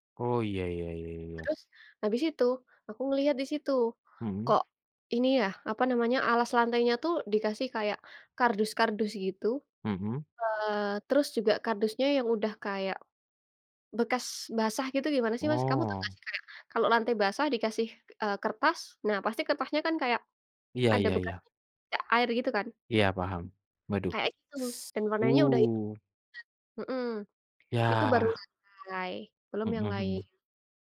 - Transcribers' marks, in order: tapping; unintelligible speech
- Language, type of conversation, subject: Indonesian, unstructured, Kenapa banyak restoran kurang memperhatikan kebersihan dapurnya, menurutmu?
- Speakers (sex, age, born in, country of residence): female, 20-24, Indonesia, Indonesia; male, 25-29, Indonesia, Indonesia